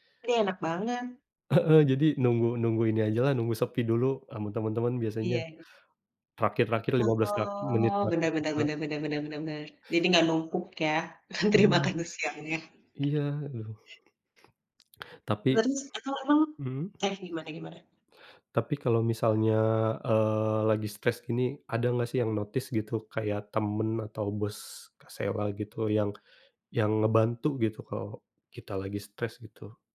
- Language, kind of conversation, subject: Indonesian, unstructured, Bagaimana cara kamu mengatasi stres di tempat kerja?
- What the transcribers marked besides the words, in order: other background noise; laughing while speaking: "antri"; tapping; in English: "notice"